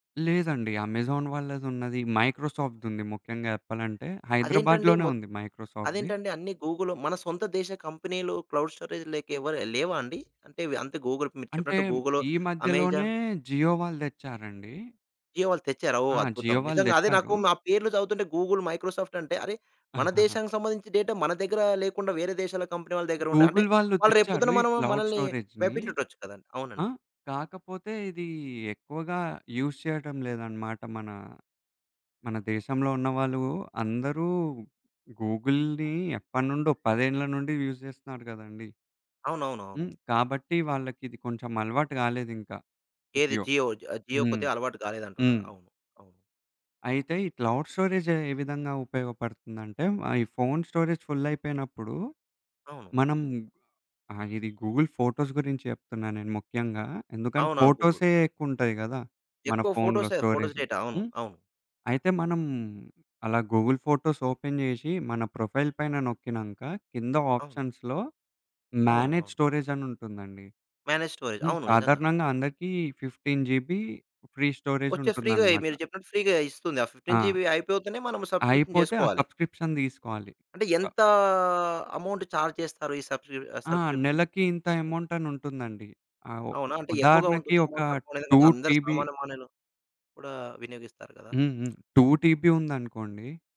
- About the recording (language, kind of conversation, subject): Telugu, podcast, క్లౌడ్ నిల్వను ఉపయోగించి ఫైళ్లను సజావుగా ఎలా నిర్వహిస్తారు?
- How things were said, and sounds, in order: in English: "అమెజాన్"; in English: "మైక్రోసాఫ్డ్‌దుంది"; in English: "మైక్రోసాఫ్ట్‌ది"; in English: "క్లౌడ్ స్టోరేజ్"; in English: "గూగుల్"; in English: "అమెజాన్?"; in English: "జియో"; in English: "జియో"; in English: "జియో"; in English: "గూగుల్, మైక్రోసాఫ్ట్"; giggle; in English: "డేటా"; in English: "గూగుల్"; in English: "క్లౌడ్ స్టోరేజ్‌ని"; in English: "యూజ్"; in English: "గూగుల్‌ని"; in English: "యూజ్"; other background noise; in English: "జియో?"; in English: "జియో"; in English: "జియో"; in English: "క్లౌడ్"; in English: "స్టోరేజ్"; in English: "గూగుల్ ఫోటోస్"; in English: "గూగుల్"; in English: "ఫోటోసే ఫోటోస్"; in English: "గూగుల్ ఫోటోస్ ఓపెన్"; in English: "ప్రొఫైల్"; in English: "ఆప్షన్స్‌లో మ్యానేజ్"; in English: "మేనేజ్ స్టోరేజ్"; in English: "ఫిఫ్టీన్ జీబీ ఫ్రీ"; tapping; in English: "ఫ్రీగా"; in English: "ఫిఫ్టీన్ జీబీ"; in English: "సబ్స్క్రిప్షన్"; in English: "సబ్స్క్రిప్షన్"; drawn out: "ఎంతా"; in English: "అమౌంట్ చార్జ్"; in English: "సబ్స్క్రిప్షన్‌కి?"; in English: "అమౌంట్?"; in English: "టూ టిబి"; "మనవులు" said as "మనలు"; in English: "టూ టీబీ"